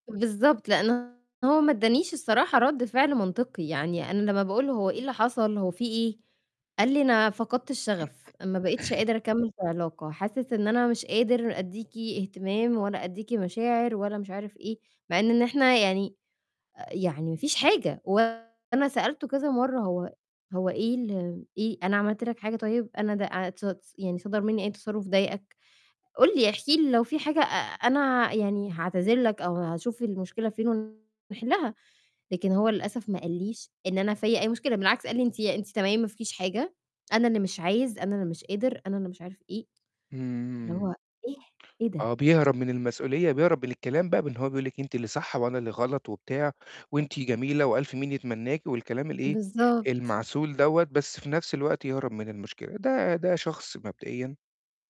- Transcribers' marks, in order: distorted speech; throat clearing
- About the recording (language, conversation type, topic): Arabic, advice, إزاي أتعامل مع إحساس الخسارة بعد ما علاقتي فشلت والأحلام اللي كانت بينّا ما اتحققتش؟